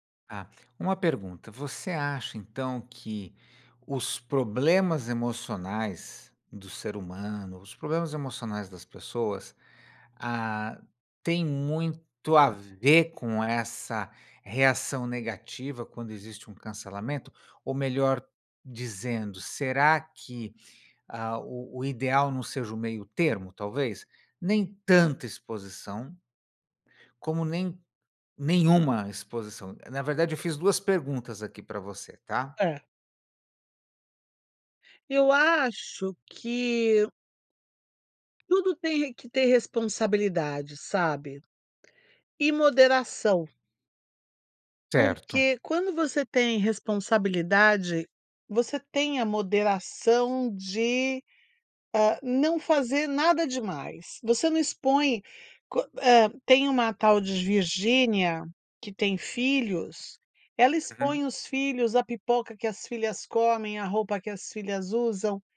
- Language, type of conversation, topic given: Portuguese, podcast, O que você pensa sobre o cancelamento nas redes sociais?
- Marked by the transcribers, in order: none